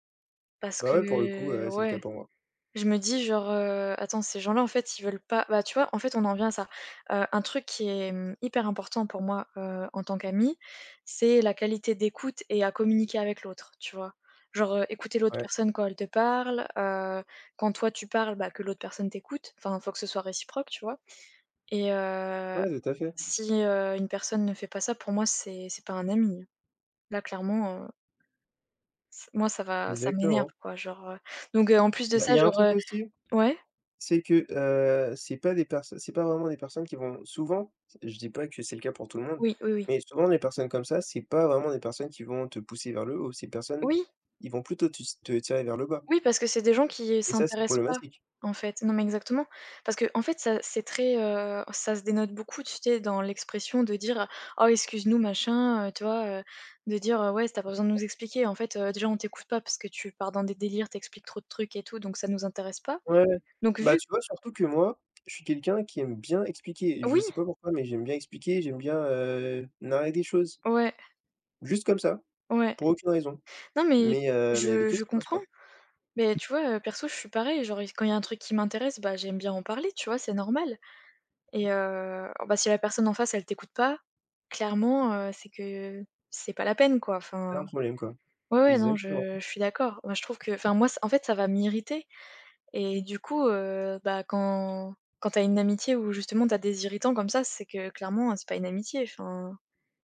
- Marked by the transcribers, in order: other background noise; tapping; unintelligible speech
- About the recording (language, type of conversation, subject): French, unstructured, Quelle qualité apprécies-tu le plus chez tes amis ?